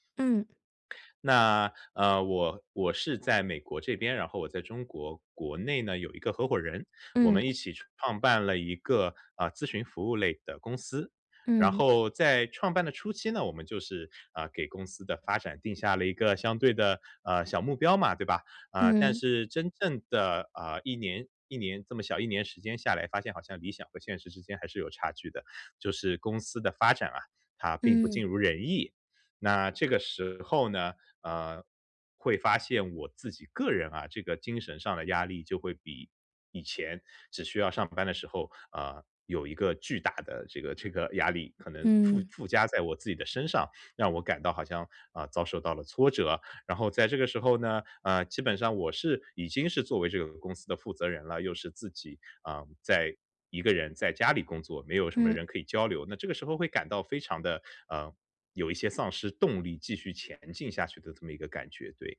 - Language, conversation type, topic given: Chinese, advice, 在遇到挫折时，我怎样才能保持动力？
- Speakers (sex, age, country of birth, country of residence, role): female, 30-34, China, United States, advisor; male, 35-39, China, United States, user
- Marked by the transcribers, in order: none